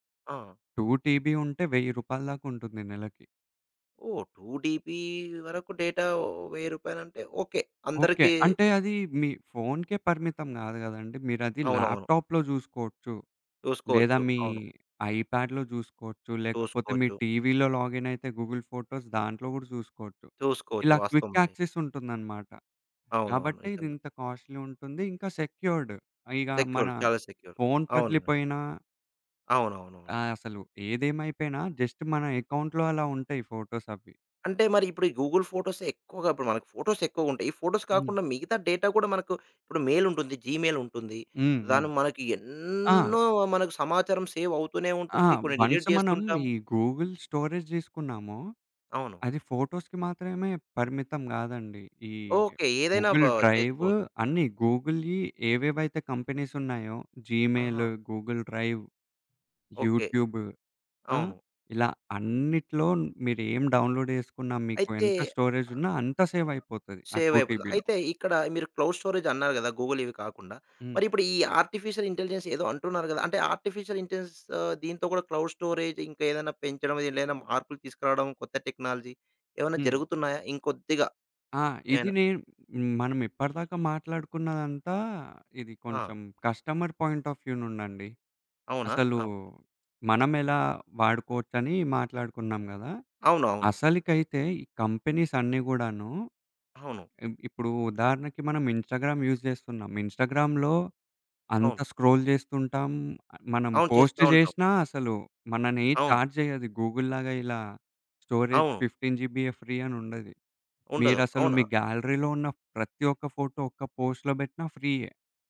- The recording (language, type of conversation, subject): Telugu, podcast, క్లౌడ్ నిల్వను ఉపయోగించి ఫైళ్లను సజావుగా ఎలా నిర్వహిస్తారు?
- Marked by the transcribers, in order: in English: "టూ టీబీ"; in English: "టూ టీబీ"; in English: "డేటా"; in English: "ల్యాప్‌టాప్‌లో"; in English: "ఐ ప్యాడ్"; in English: "గూగుల్ ఫోటోస్"; in English: "క్విక్"; in English: "కాస్ట్‌లి"; in English: "సెక్యూర్డ్"; in English: "సెక్యూర్"; in English: "సెక్యూర్"; tapping; in English: "జస్ట్"; in English: "ఎకౌంట్‌లో"; in English: "ఫోటోస్"; in English: "గూగుల్ ఫోటోస్"; in English: "ఫోటోస్"; in English: "ఫోటోస్"; in English: "డేటా"; in English: "మెయిల్"; in English: "జీమెయిల్"; in English: "సేవ్"; in English: "డీలిట్"; in English: "గూగుల్ స్టోరేజ్"; in English: "ఫోటోస్‌కి"; in English: "గూగుల్"; in English: "గూగుల్‌వి"; in English: "కంపెనీస్"; in English: "గూగుల్ డ్రైవ్"; in English: "డౌన్‌లోడ్"; in English: "స్టోరేజ్"; other background noise; in English: "క్లౌడ్ స్టోరేజ్"; in English: "టూ టీబీలో"; in English: "గూగుల్"; in English: "ఆర్టిఫిషియల్ ఇంటెలిజెన్స్"; in English: "ఆర్టిఫిషియల్ ఇంటెలిజెన్స్"; in English: "క్లౌడ్ స్టోరేజ్"; in English: "టెక్నాలజీ"; in English: "కస్టమర్ పాయింట్ ఆఫ్ వ్యూ"; in English: "కంపెనీస్"; in English: "ఇన్‌స్టాగ్రామ్ యూజ్"; in English: "ఇన్‌స్టాగ్రామ్‌లో"; in English: "స్క్రోల్"; in English: "చార్జ్"; in English: "గూగుల్‌లాగా"; in English: "స్టోరేజ్ ఫిఫ్టీన్ జీబీ ఫ్రీ"; in English: "గ్యాలరీలో"; in English: "పోస్ట్‌లో"